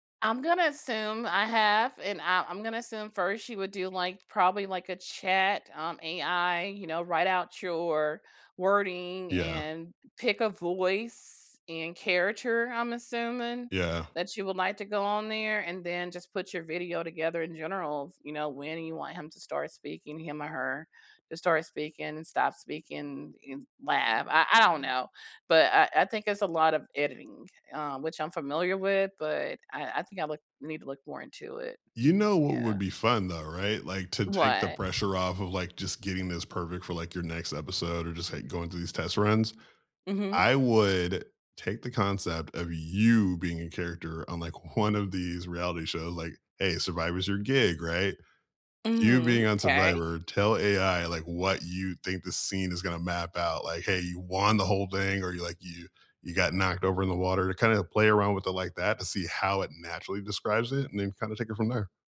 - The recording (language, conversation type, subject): English, unstructured, Which guilty-pleasure reality shows do you love to talk about, and what makes them so irresistible?
- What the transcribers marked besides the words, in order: stressed: "you"; laughing while speaking: "one"; tapping